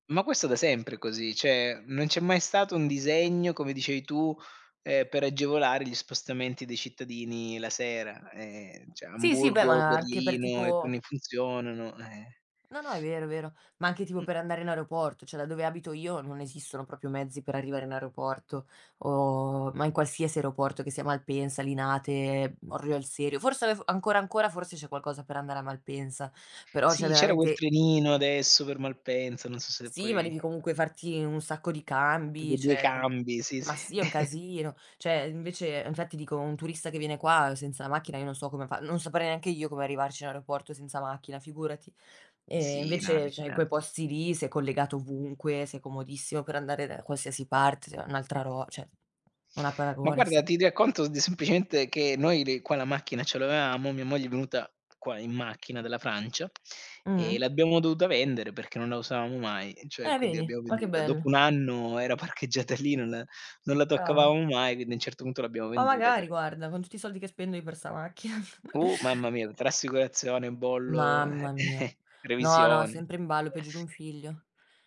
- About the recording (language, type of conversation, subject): Italian, unstructured, Qual è il ricordo più dolce della tua storia d’amore?
- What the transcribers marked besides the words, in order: "cioè" said as "ceh"; unintelligible speech; laughing while speaking: "sì"; chuckle; "l'avevamo" said as "aveamo"; laughing while speaking: "parcheggiata"; laughing while speaking: "macchina"; chuckle; chuckle